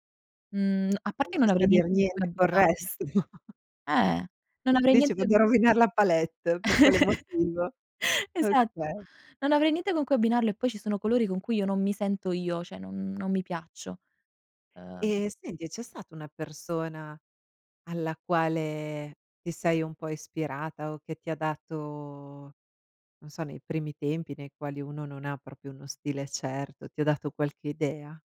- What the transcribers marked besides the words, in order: tapping; chuckle; laugh; "cioè" said as "ceh"; drawn out: "dato"
- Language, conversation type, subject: Italian, podcast, Come descriveresti il tuo stile personale?